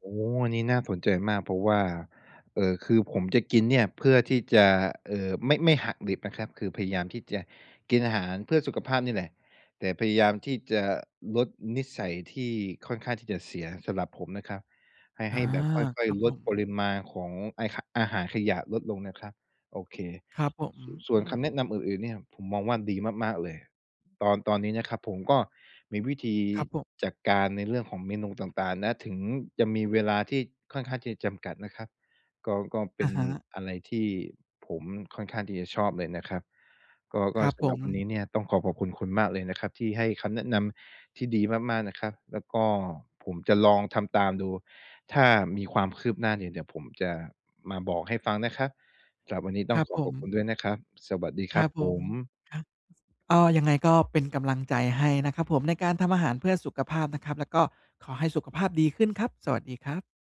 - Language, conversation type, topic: Thai, advice, อยากกินอาหารเพื่อสุขภาพแต่มีเวลาจำกัด ควรเตรียมเมนูอะไรและเตรียมอย่างไรดี?
- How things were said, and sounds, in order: other noise; tapping